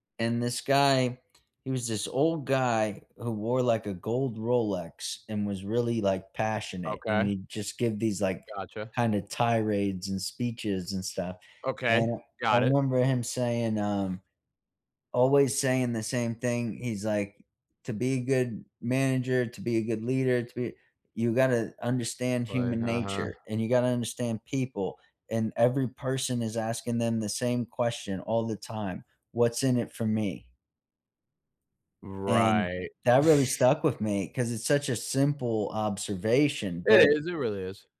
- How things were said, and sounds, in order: chuckle
- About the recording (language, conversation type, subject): English, unstructured, What makes certain lessons stick with you long after you learn them?